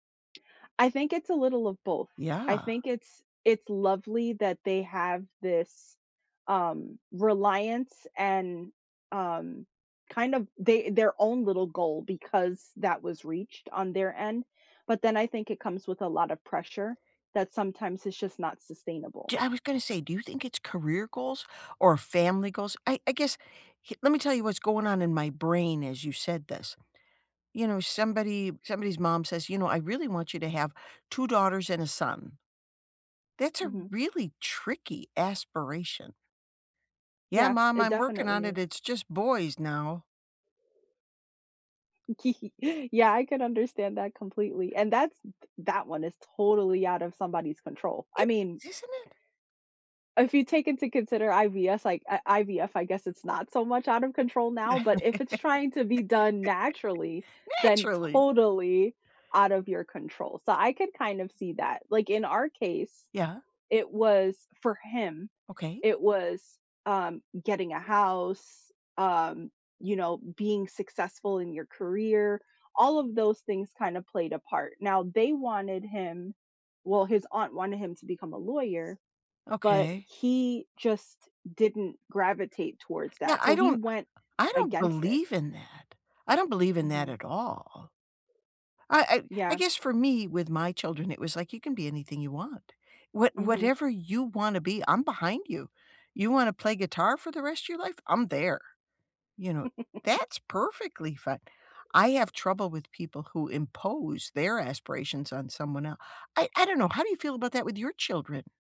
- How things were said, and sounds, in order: giggle; laugh; stressed: "you"; chuckle
- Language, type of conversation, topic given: English, unstructured, What stops most people from reaching their future goals?